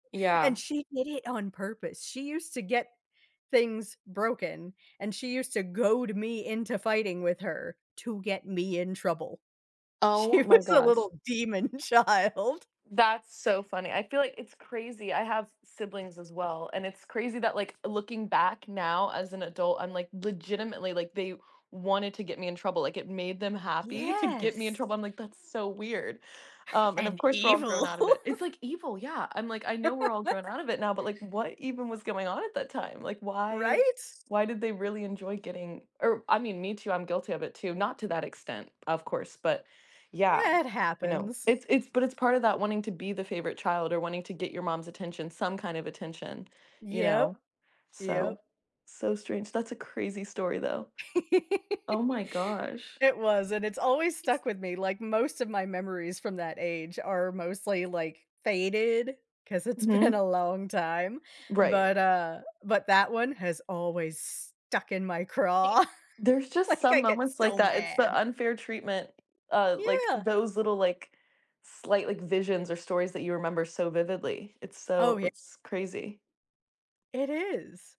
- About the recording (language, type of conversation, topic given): English, unstructured, How do past experiences of unfairness shape the way you see the world?
- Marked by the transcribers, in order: other background noise; laughing while speaking: "She was a"; laughing while speaking: "child"; background speech; chuckle; put-on voice: "And evil"; chuckle; laugh; tapping; laugh; laughing while speaking: "been"; stressed: "stuck"; chuckle; laughing while speaking: "like I get so mad!"